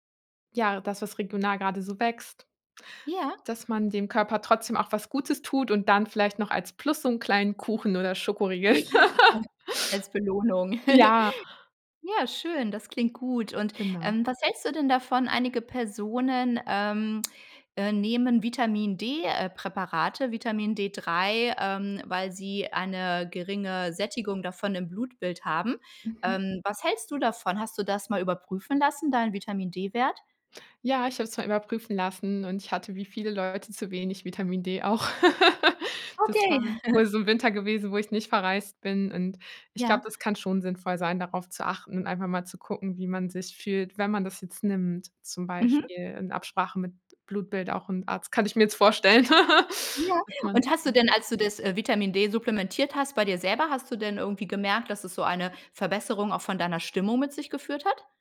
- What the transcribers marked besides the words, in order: giggle; laugh; laugh; chuckle; chuckle; unintelligible speech
- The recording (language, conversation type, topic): German, podcast, Wie gehst du mit saisonalen Stimmungen um?